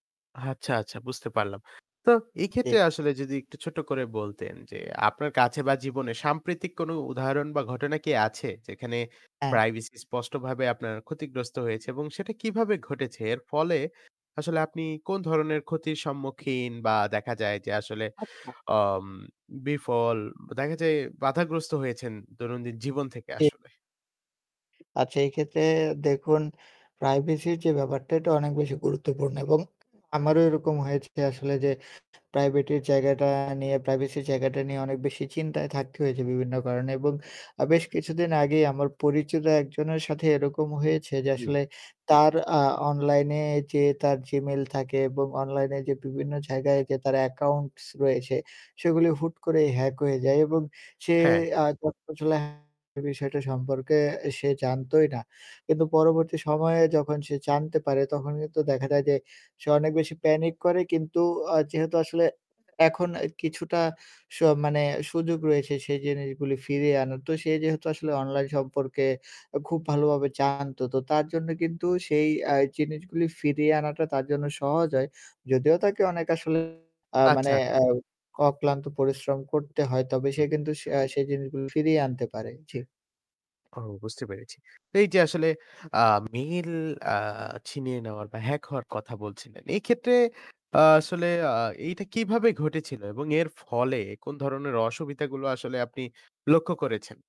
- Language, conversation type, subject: Bengali, podcast, ডিজিটাল গোপনীয়তার ভবিষ্যৎ কেমন হবে বলে আপনি মনে করেন?
- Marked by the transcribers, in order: static; unintelligible speech; distorted speech